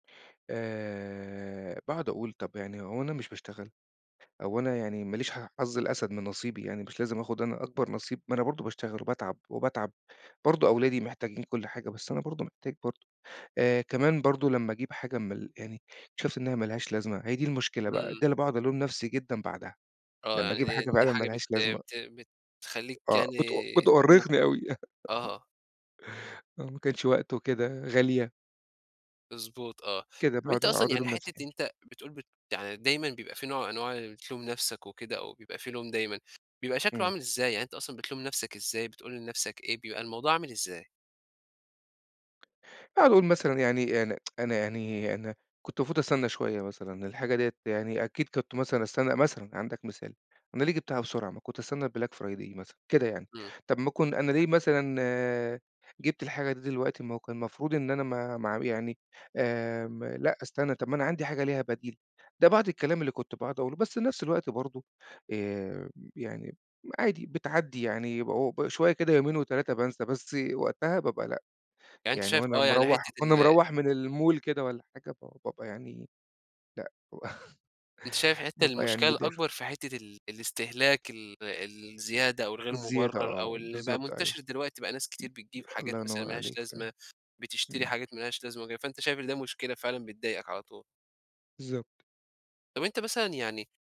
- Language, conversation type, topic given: Arabic, podcast, إزاي تعبّر عن احتياجك من غير ما تلوم؟
- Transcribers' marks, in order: tapping; unintelligible speech; laugh; tsk; in English: "الBlack Friday"; in English: "المول"; chuckle; other background noise